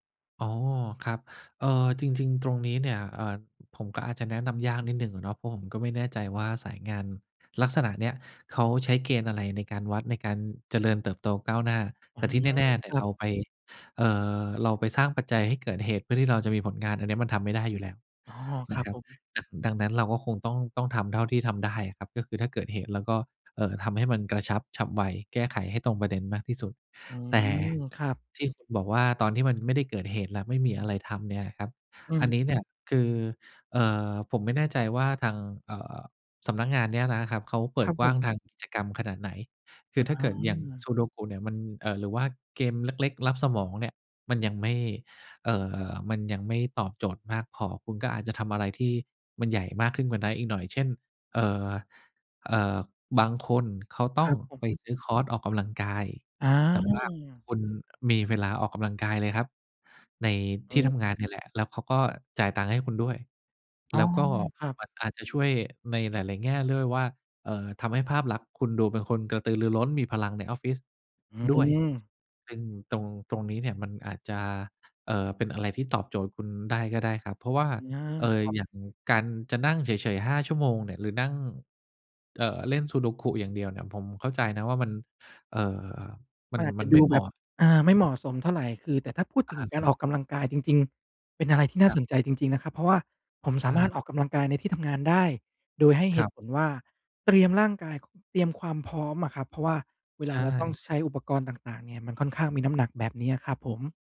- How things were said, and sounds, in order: tapping
- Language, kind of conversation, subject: Thai, advice, ทำไมฉันถึงรู้สึกว่างานปัจจุบันไร้ความหมายและไม่มีแรงจูงใจ?